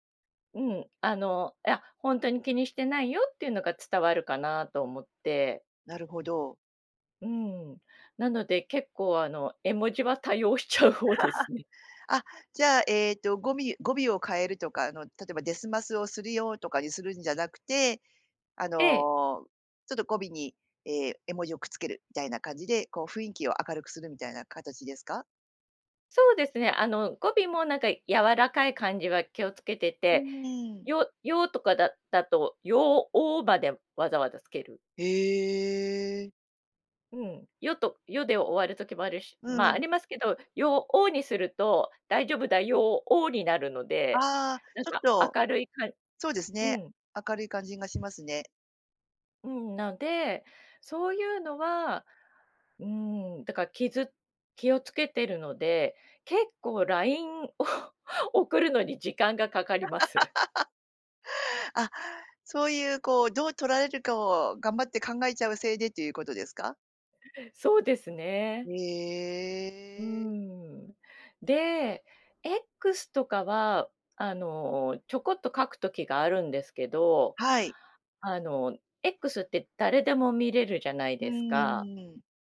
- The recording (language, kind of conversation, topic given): Japanese, podcast, SNSでの言葉づかいには普段どのくらい気をつけていますか？
- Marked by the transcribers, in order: "多用" said as "対応"; laughing while speaking: "しちゃう方ですね"; laugh; stressed: "お"; other background noise; laughing while speaking: "LINEを送るのに"; laugh